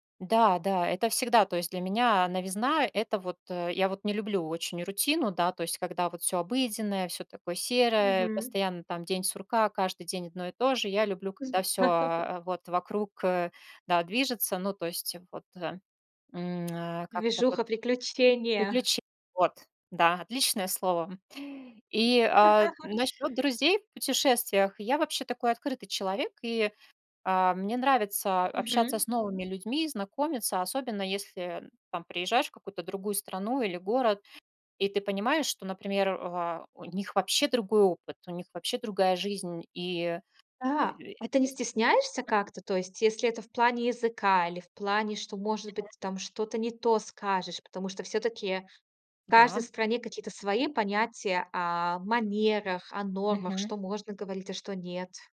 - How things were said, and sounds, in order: tapping; giggle; laugh; other background noise; unintelligible speech
- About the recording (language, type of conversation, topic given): Russian, podcast, Как ты заводил друзей во время путешествий?